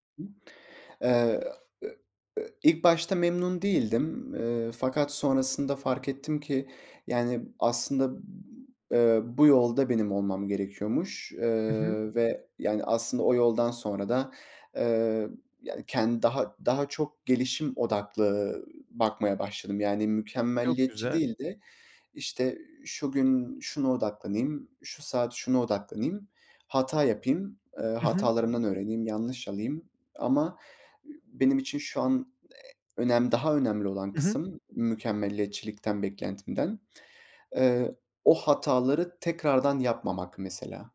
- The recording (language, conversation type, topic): Turkish, podcast, Seçim yaparken 'mükemmel' beklentisini nasıl kırarsın?
- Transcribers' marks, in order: unintelligible speech; tapping